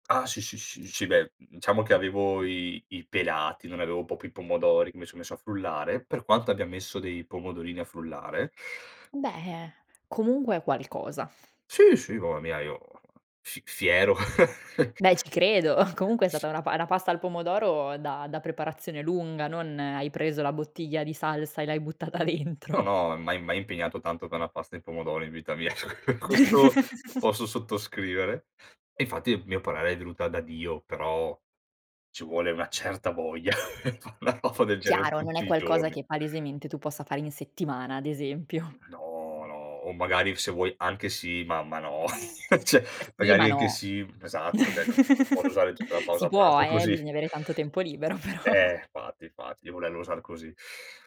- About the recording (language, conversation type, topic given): Italian, podcast, Cosa ti attrae nel cucinare per piacere e non per lavoro?
- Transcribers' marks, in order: "diciamo" said as "ciamo"; "proprio" said as "popio"; tapping; laugh; chuckle; laughing while speaking: "buttata dentro"; laugh; laughing while speaking: "Cioè, questo"; other background noise; laugh; laughing while speaking: "pe' fa una cofa del genere"; "cosa" said as "cofa"; laugh; laughing while speaking: "ceh"; "cioè" said as "ceh"; laugh; laughing while speaking: "così"; laughing while speaking: "libero però"